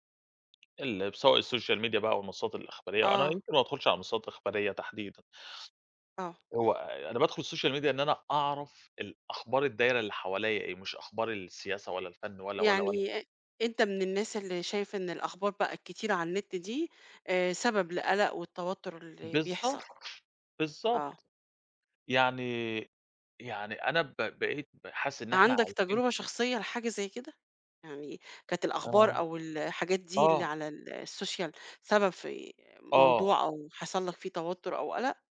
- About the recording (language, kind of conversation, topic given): Arabic, podcast, إزاي بتتعامل مع الأخبار الكدابة على الإنترنت؟
- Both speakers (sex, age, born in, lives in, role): female, 50-54, Egypt, Portugal, host; male, 30-34, Egypt, Greece, guest
- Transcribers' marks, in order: tapping; in English: "الsocial media"; in English: "الsocial media"; other background noise; in English: "الsocial"